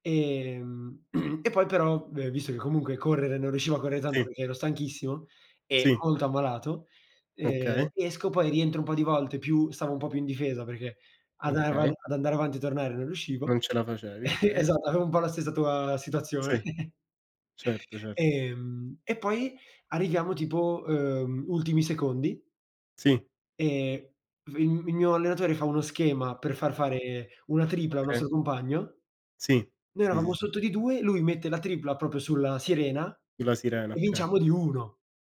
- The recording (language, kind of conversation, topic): Italian, unstructured, Hai un ricordo speciale legato a uno sport o a una gara?
- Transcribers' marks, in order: throat clearing; "tanto" said as "tando"; chuckle; "po'" said as "bo"; laughing while speaking: "situazione"; chuckle